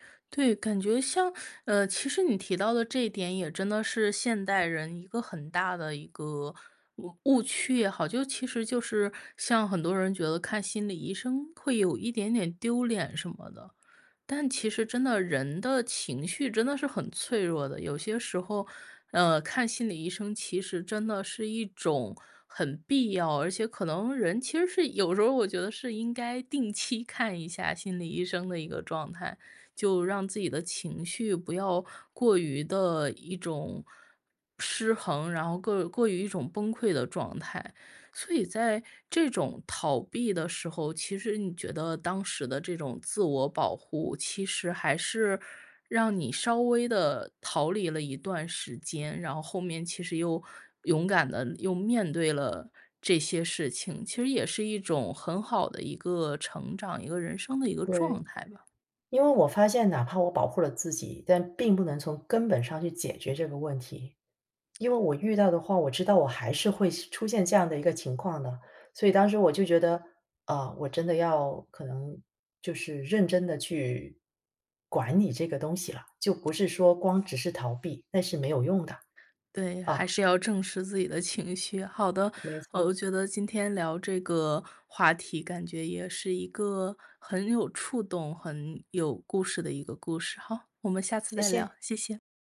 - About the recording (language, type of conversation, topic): Chinese, podcast, 你觉得逃避有时候算是一种自我保护吗？
- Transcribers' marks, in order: teeth sucking; other background noise